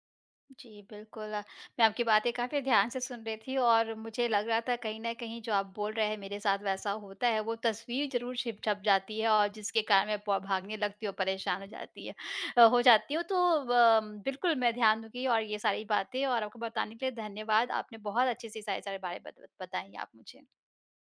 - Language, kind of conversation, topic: Hindi, advice, परफेक्शनिज्म के कारण काम पूरा न होने और खुद पर गुस्सा व शर्म महसूस होने का आप पर क्या असर पड़ता है?
- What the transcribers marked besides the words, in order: none